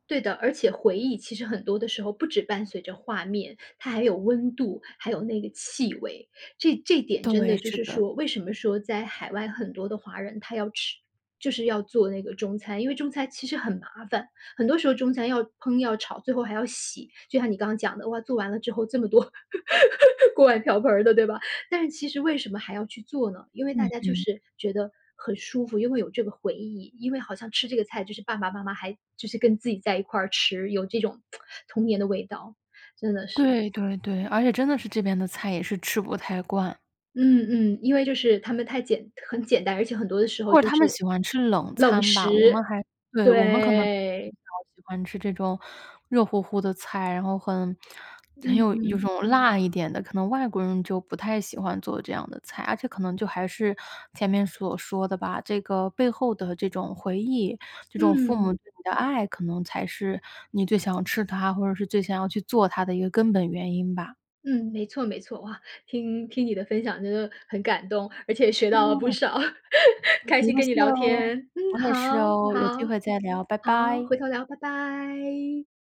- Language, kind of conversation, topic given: Chinese, podcast, 家里传下来的拿手菜是什么？
- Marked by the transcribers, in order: tapping; laugh; laughing while speaking: "锅碗瓢盆儿的，对吧？"; lip smack; other background noise; laugh; other noise